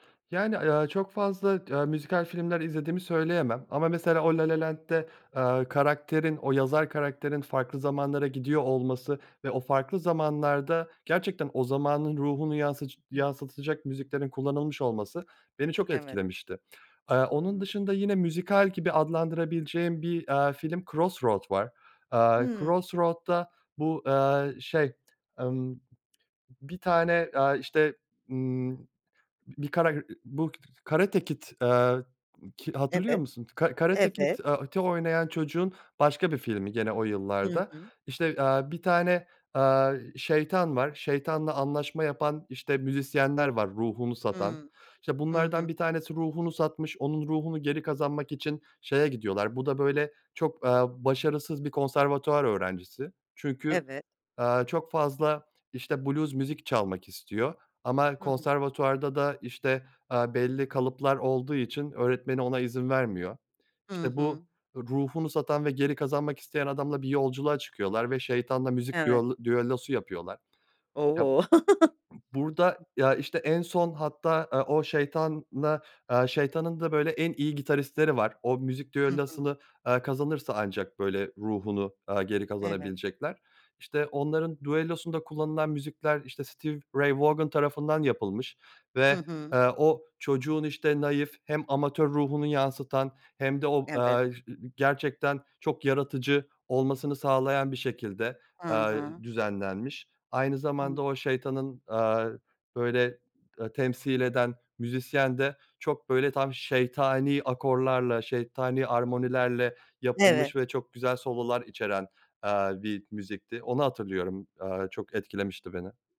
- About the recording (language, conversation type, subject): Turkish, podcast, Müzik filmle buluştuğunda duygularınız nasıl etkilenir?
- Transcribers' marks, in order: unintelligible speech; other background noise; tapping; chuckle